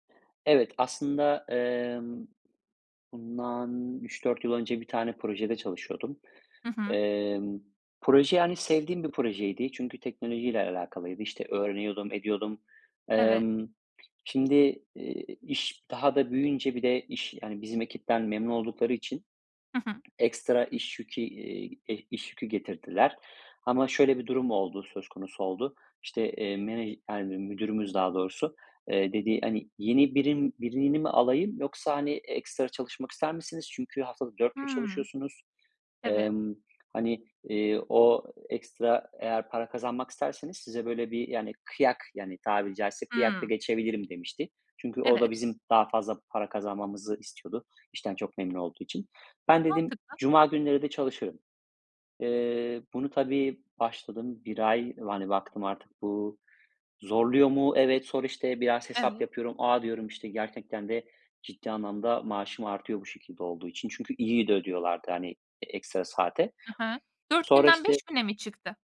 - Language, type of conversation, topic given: Turkish, podcast, İş ve özel hayat dengesini nasıl kuruyorsun, tavsiyen nedir?
- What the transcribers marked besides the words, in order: other background noise; unintelligible speech